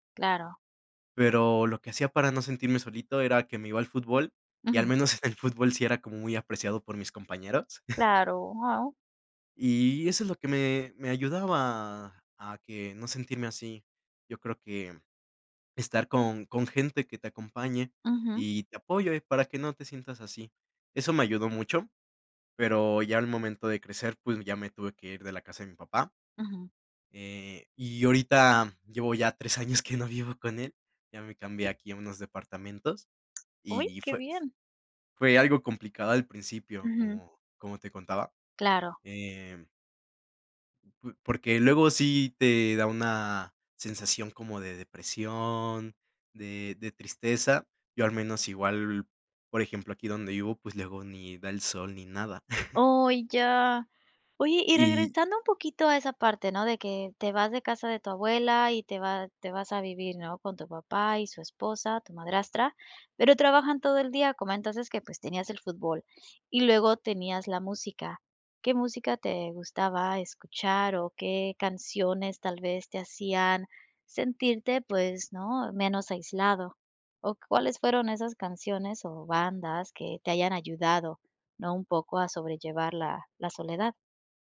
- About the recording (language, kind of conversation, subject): Spanish, podcast, ¿Qué haces cuando te sientes aislado?
- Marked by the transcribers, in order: laughing while speaking: "en el fútbol"; chuckle; laughing while speaking: "tres años"; other background noise; chuckle